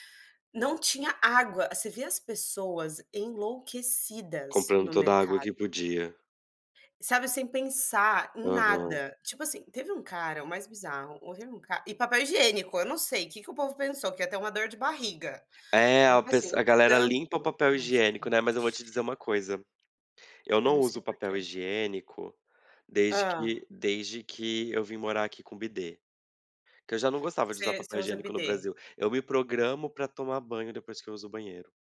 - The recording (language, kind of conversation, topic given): Portuguese, unstructured, Qual notícia do ano mais te surpreendeu?
- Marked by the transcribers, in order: none